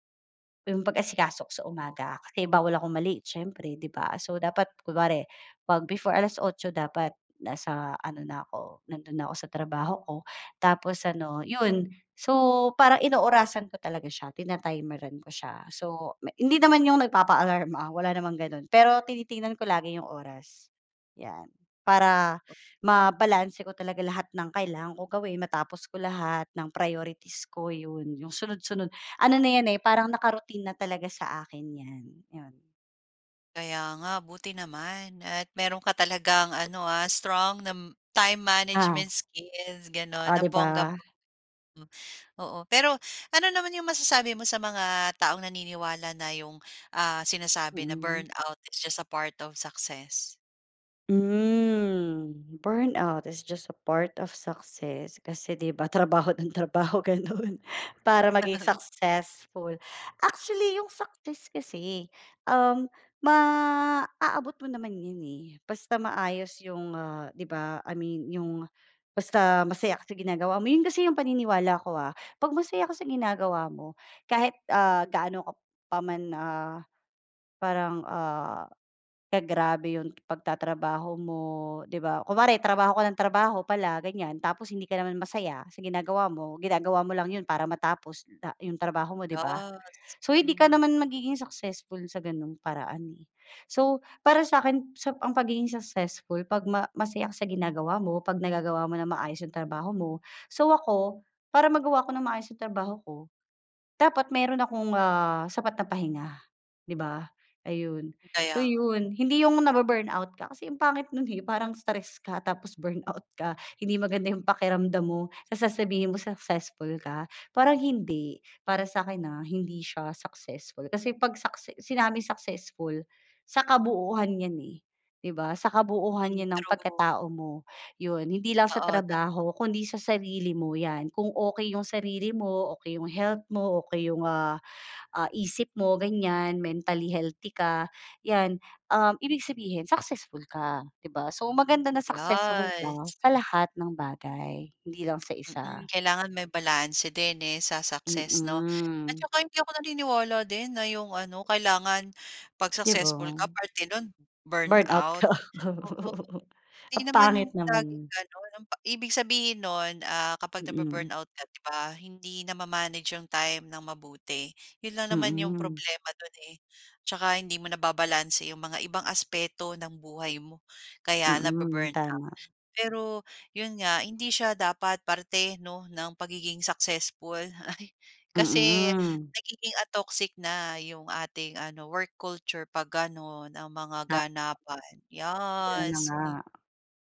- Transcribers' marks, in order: tapping; in English: "Burnout is just a part of success?"; in English: "Burnout is just a part of success"; laughing while speaking: "trabaho ng trabaho gano'n"; unintelligible speech; "Yes" said as "Yas"; other background noise; "kabuuhan" said as "kabuhuan"; "Yes" said as "Yas"; laughing while speaking: "ka"; chuckle; chuckle; "Yes" said as "Yas"
- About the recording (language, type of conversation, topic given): Filipino, podcast, Anong simpleng gawi ang inampon mo para hindi ka maubos sa pagod?